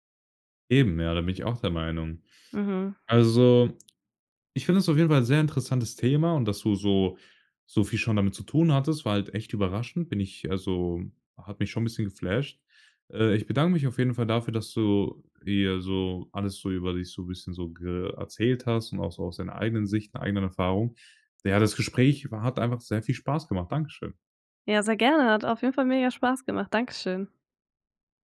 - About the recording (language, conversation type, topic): German, podcast, Wie entscheidest du, ob du in deiner Stadt bleiben willst?
- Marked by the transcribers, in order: other background noise; in English: "geflasht"; stressed: "Ja"; joyful: "sehr gerne"